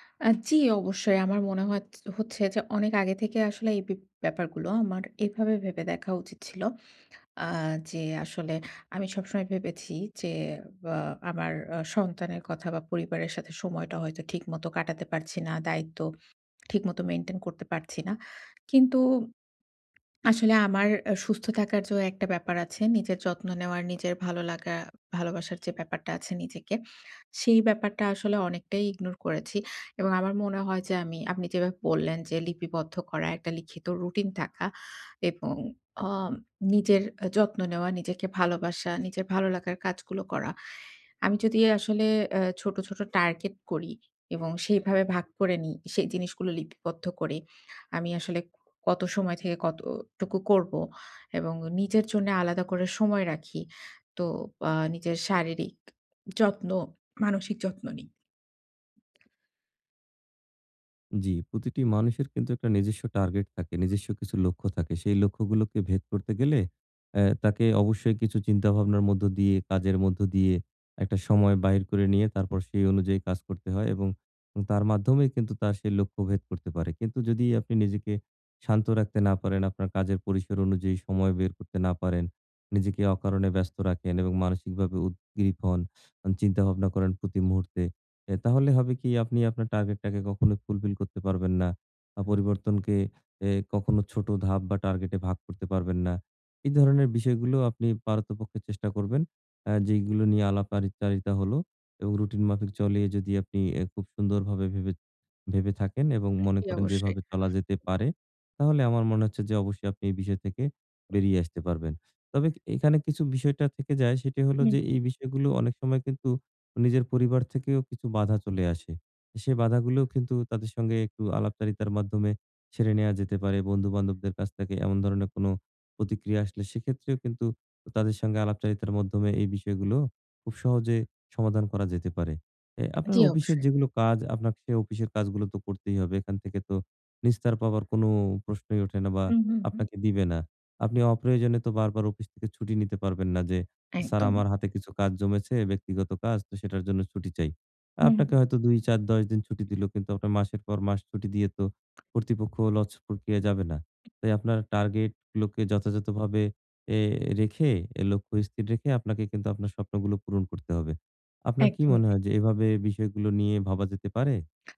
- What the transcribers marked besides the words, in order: in English: "মেইনটেইন"; swallow; "তো" said as "যো"; horn; in English: "ইগনোর"; "উদগ্রীব" said as "উদগ্রীপ"; bird; tapping; "আলাপচারিতা" said as "আলাপআরিচারিতা"; "অফিসের" said as "অপিসের"; "অফিসের" said as "অপিসের"; "অফিস" said as "অপিস"; "লস" said as "লচ"
- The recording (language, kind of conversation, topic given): Bengali, advice, বড় পরিবর্তনকে ছোট ধাপে ভাগ করে কীভাবে শুরু করব?